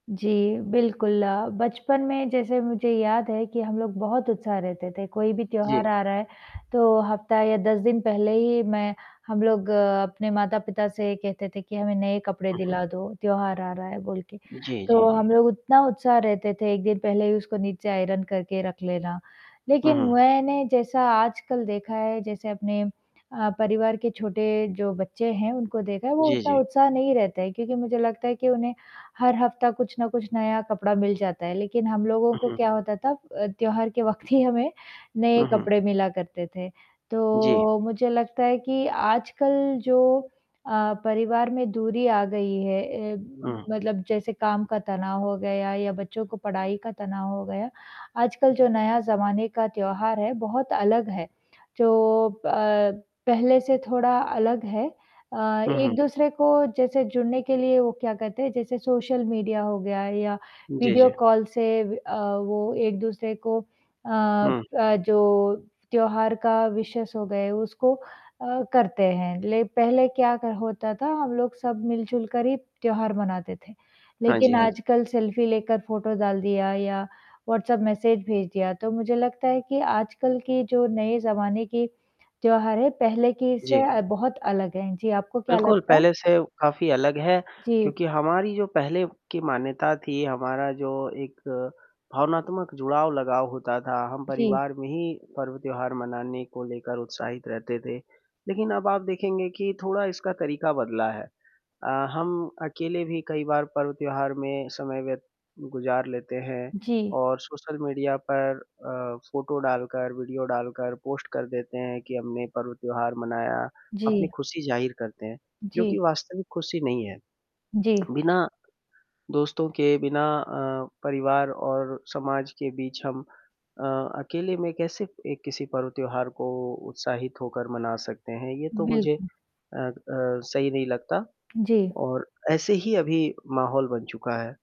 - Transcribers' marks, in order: static; in English: "आयरन"; laughing while speaking: "ही"; in English: "विशेज़"
- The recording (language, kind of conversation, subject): Hindi, unstructured, आपके विचार में त्योहार समाज को कैसे जोड़ते हैं?
- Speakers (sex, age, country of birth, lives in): female, 35-39, India, India; male, 25-29, India, India